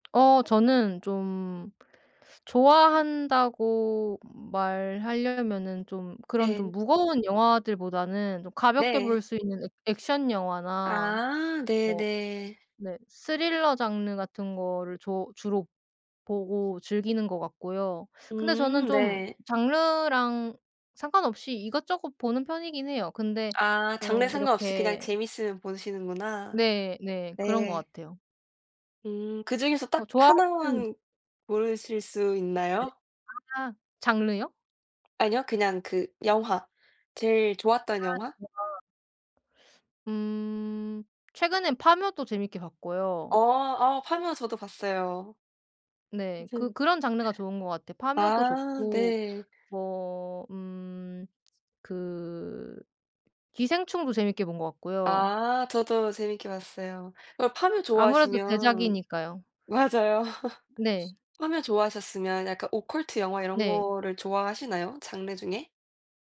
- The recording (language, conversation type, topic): Korean, unstructured, 최근에 본 영화 중에서 특히 기억에 남는 작품이 있나요?
- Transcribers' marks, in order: other background noise; unintelligible speech; tapping; background speech; laugh